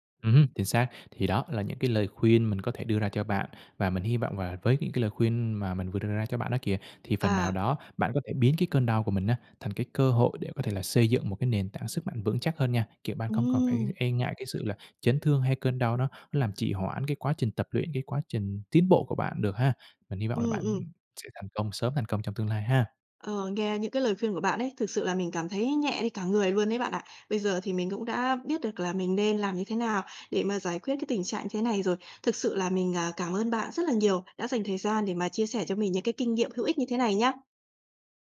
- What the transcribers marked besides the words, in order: tapping
- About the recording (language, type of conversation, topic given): Vietnamese, advice, Tôi bị đau lưng khi tập thể dục và lo sẽ làm nặng hơn, tôi nên làm gì?